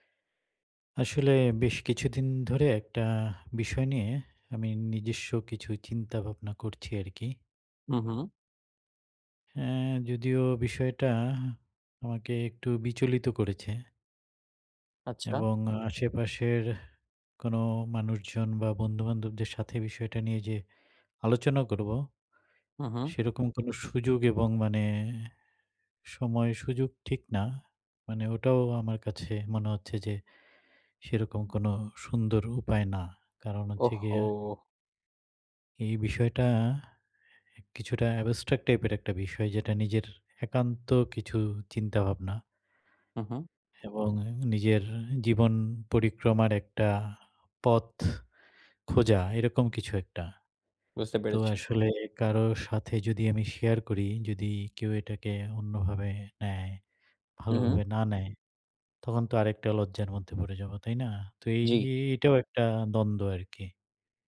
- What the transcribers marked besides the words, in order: in English: "abstract"; tapping; other background noise
- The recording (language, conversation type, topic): Bengali, advice, সামাজিকতা এবং একাকীত্বের মধ্যে কীভাবে সঠিক ভারসাম্য বজায় রাখব?